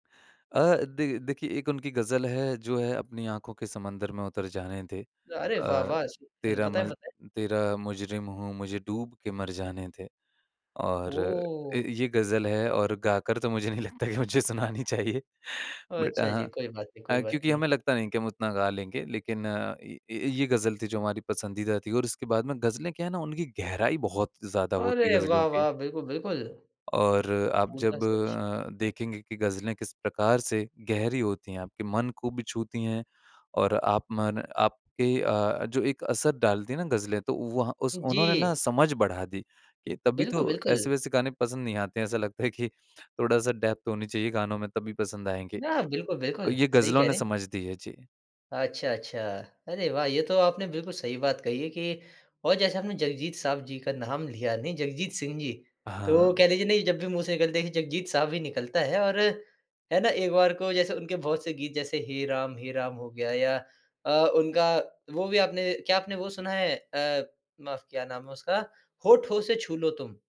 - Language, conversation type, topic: Hindi, podcast, आप नया संगीत कैसे ढूँढते हैं?
- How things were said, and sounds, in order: unintelligible speech; laughing while speaking: "मुझे नहीं लगता कि मुझे सुनानी चाहिए"; in English: "बट"; in English: "डेप्थ"